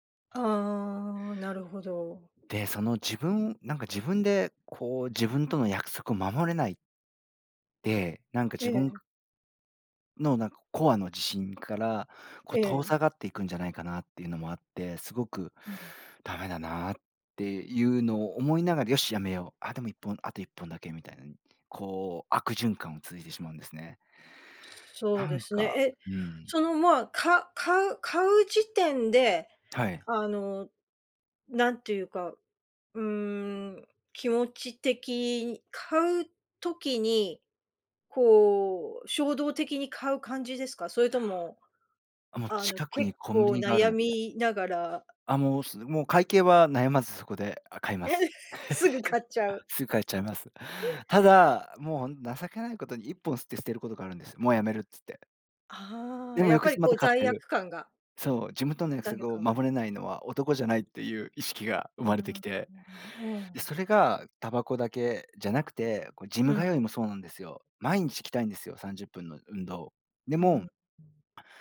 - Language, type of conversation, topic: Japanese, advice, 自分との約束を守れず、目標を最後までやり抜けないのはなぜですか？
- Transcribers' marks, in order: in English: "コア"; other background noise; laughing while speaking: "え、すぐ買っちゃう"; laugh